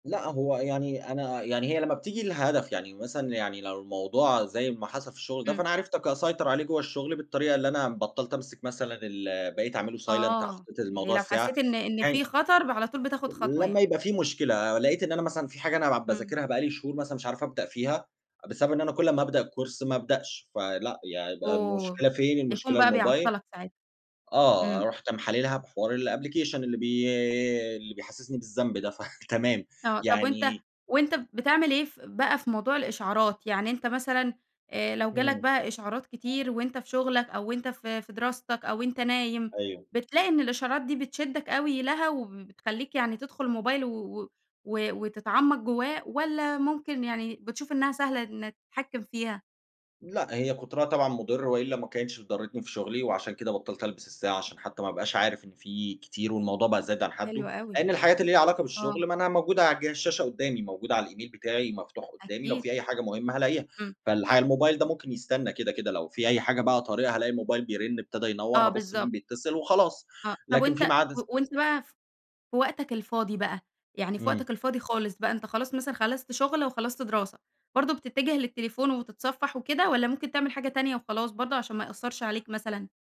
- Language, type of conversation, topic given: Arabic, podcast, إزاي بتنظّم وقتك على السوشيال ميديا؟
- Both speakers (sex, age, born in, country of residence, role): female, 20-24, Egypt, Egypt, host; male, 30-34, Egypt, Germany, guest
- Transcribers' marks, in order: in English: "silent"; in English: "الكورس"; in English: "الأبلكيشن"; chuckle; other background noise